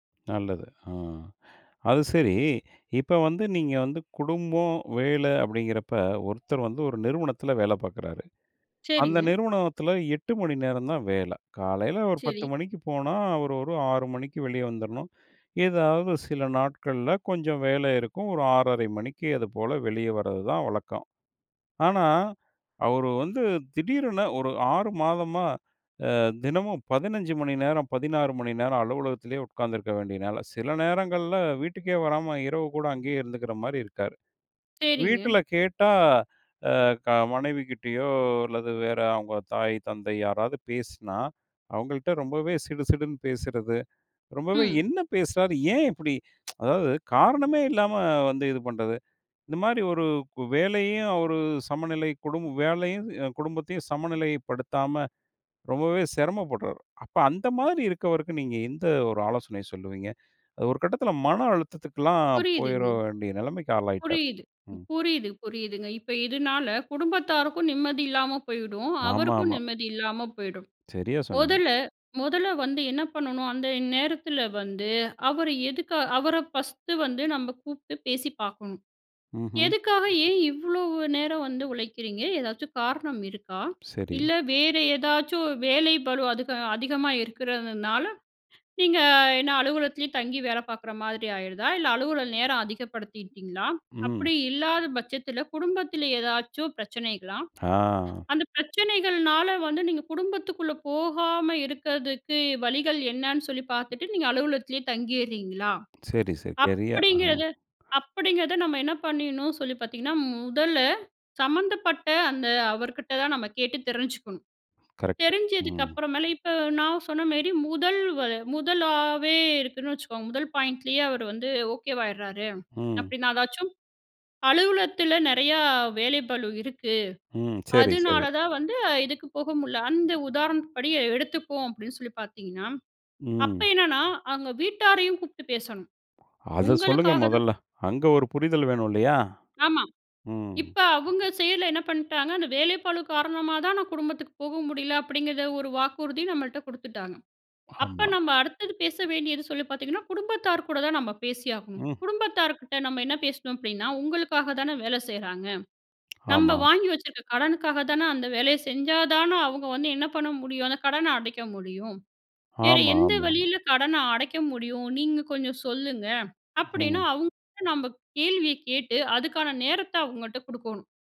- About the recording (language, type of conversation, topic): Tamil, podcast, குடும்பமும் வேலையும்—நீங்கள் எதற்கு முன்னுரிமை கொடுக்கிறீர்கள்?
- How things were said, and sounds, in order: other background noise; tsk; drawn out: "ஆ"; other noise; "அப்படீங்கிற" said as "அப்படீங்கத"; "ஆமா" said as "ஹாமா"